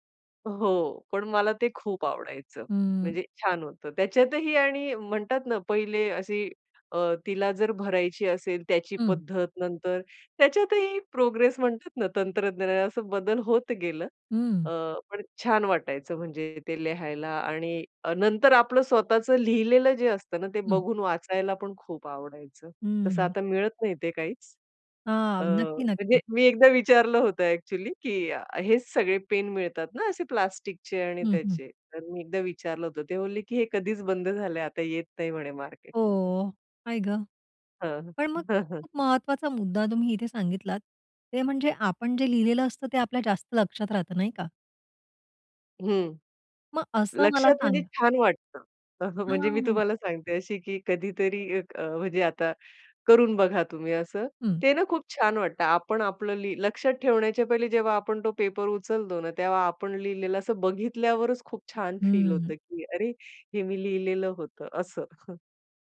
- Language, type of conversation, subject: Marathi, podcast, नोट्स ठेवण्याची तुमची सोपी पद्धत काय?
- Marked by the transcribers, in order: in English: "प्रोग्रेस"; anticipating: "मी एकदा विचारलं होतं ॲक्चुअली"; in English: "ॲक्चुअली"; in English: "मार्केटमध्ये"; joyful: "म्हणजे मी तुम्हाला सांगते अशी … बघा तुम्ही असं"; in English: "फील"; chuckle